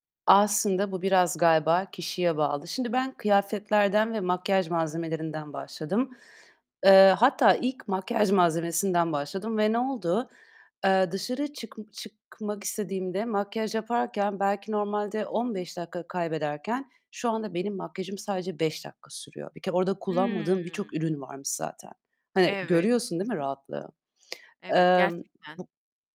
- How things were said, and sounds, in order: other background noise; tapping; distorted speech
- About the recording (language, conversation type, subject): Turkish, podcast, Minimalist olmak seni zihinsel olarak rahatlatıyor mu?